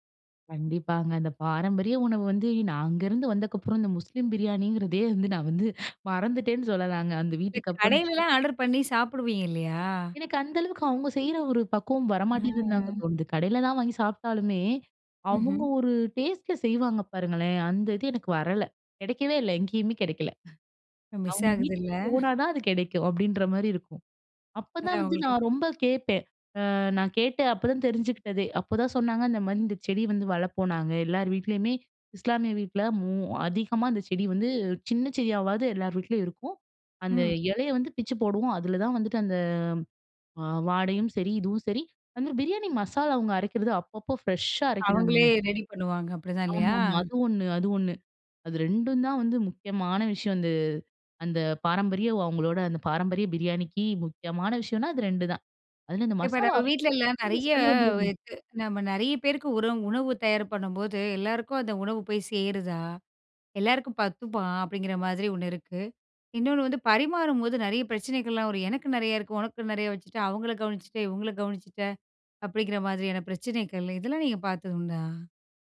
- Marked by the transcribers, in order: laughing while speaking: "வந்து மறந்துட்டேன்னு சொல்லலாங்க, அந்த வீட்டுக்கப்புறம்"; other background noise; drawn out: "ம்"; chuckle; other noise; in English: "ஃப்ரெஷ்ஷா"; unintelligible speech; unintelligible speech
- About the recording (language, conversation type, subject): Tamil, podcast, பாரம்பரிய உணவை யாரோ ஒருவருடன் பகிர்ந்தபோது உங்களுக்கு நடந்த சிறந்த உரையாடல் எது?